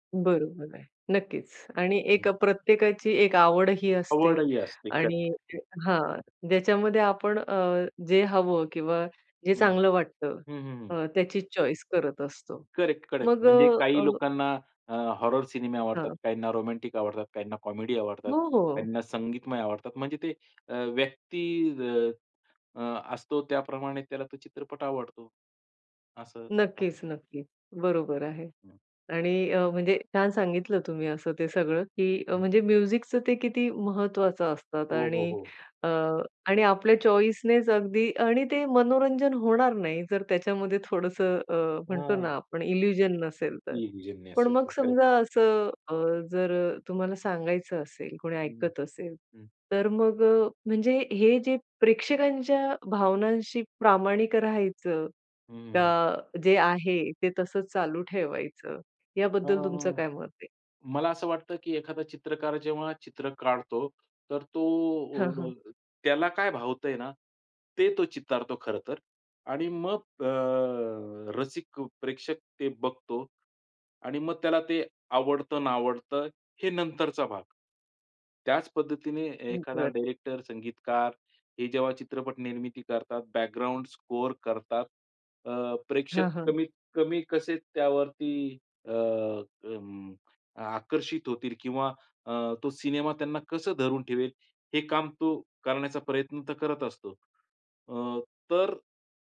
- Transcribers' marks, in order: in English: "चॉईस"; in English: "म्युझिकचं"; in English: "चॉईसनेच"; in English: "म्युझिक"; in English: "इल्युजन"
- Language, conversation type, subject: Marathi, podcast, सिनेमात संगीतामुळे भावनांना कशी उर्जा मिळते?